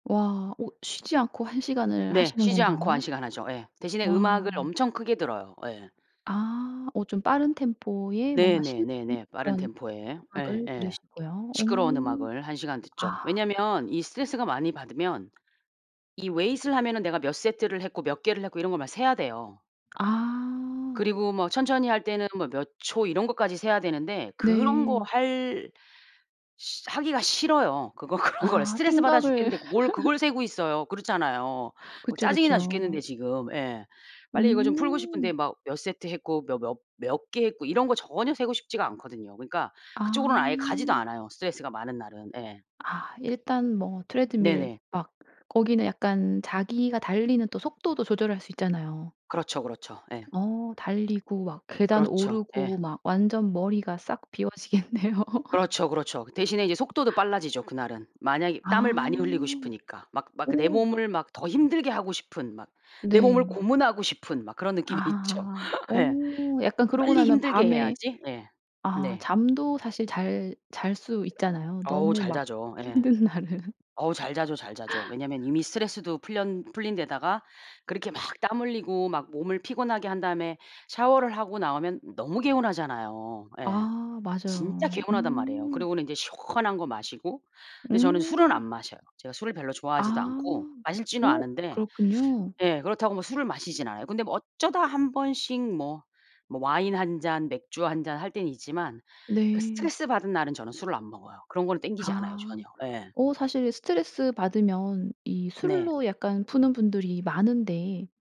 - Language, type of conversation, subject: Korean, podcast, 업무 스트레스를 집에 가져가지 않으려면 어떻게 해야 하나요?
- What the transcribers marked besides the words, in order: tapping; other background noise; in English: "weight을"; laughing while speaking: "그런 거를"; laugh; in English: "트레드밀"; laughing while speaking: "비워지겠네요"; laugh; laughing while speaking: "느낌이 있죠"; laugh; laughing while speaking: "힘든 날은"; laugh